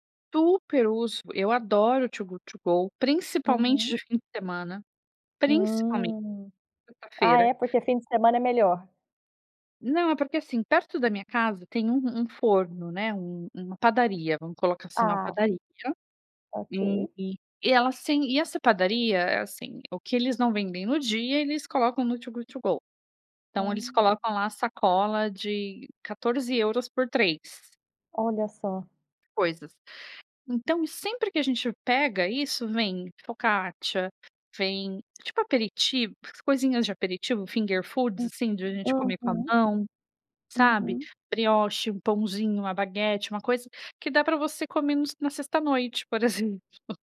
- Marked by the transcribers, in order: other background noise; in English: "finger food"
- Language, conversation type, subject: Portuguese, podcast, Que dicas você dá para reduzir o desperdício de comida?